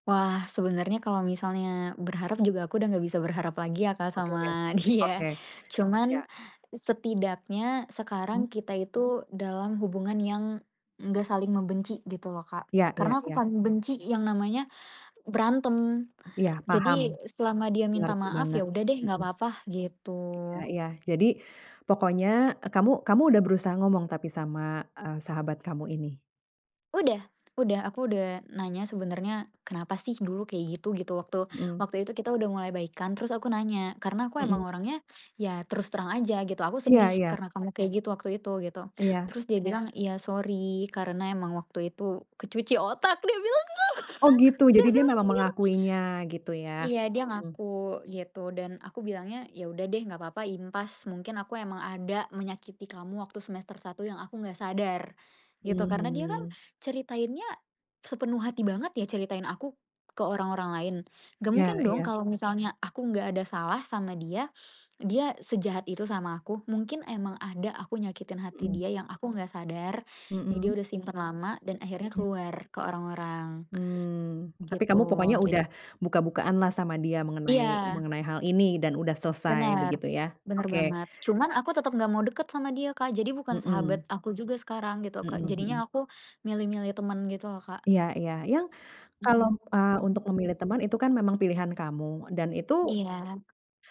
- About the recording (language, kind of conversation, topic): Indonesian, advice, Pernahkah Anda mengalami perselisihan akibat gosip atau rumor, dan bagaimana Anda menanganinya?
- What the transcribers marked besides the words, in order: laughing while speaking: "dia"; other background noise; laughing while speaking: "Dia bilang Kak, dia bilang gitu"; background speech; tapping